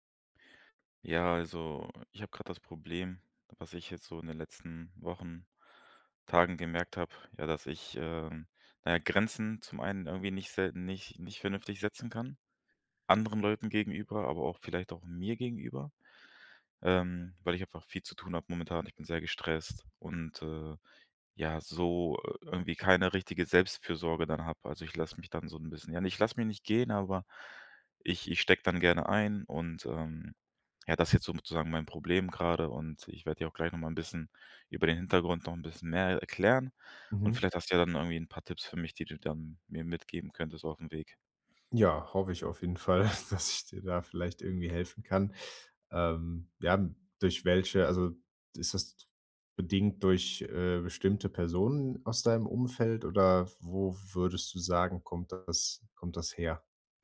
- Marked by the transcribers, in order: chuckle
- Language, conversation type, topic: German, advice, Wie kann ich nach der Trennung gesunde Grenzen setzen und Selbstfürsorge in meinen Alltag integrieren?
- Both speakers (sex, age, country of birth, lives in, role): male, 25-29, Germany, Germany, advisor; male, 25-29, Germany, Germany, user